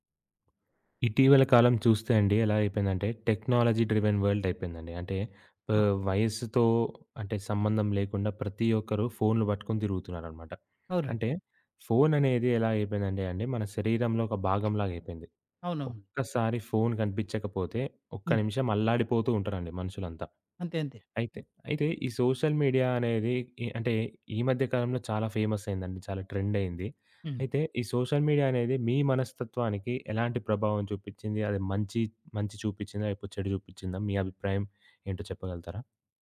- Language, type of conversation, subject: Telugu, podcast, సామాజిక మాధ్యమాలు మీ మనస్తత్వంపై ఎలా ప్రభావం చూపాయి?
- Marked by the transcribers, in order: other background noise; in English: "టెక్నాలజీ డ్రివెన్ వరల్డ్"; in English: "సోషల్ మీడియా"; in English: "ఫేమస్"; in English: "ట్రెండ్"; in English: "సోషల్ మీడియా"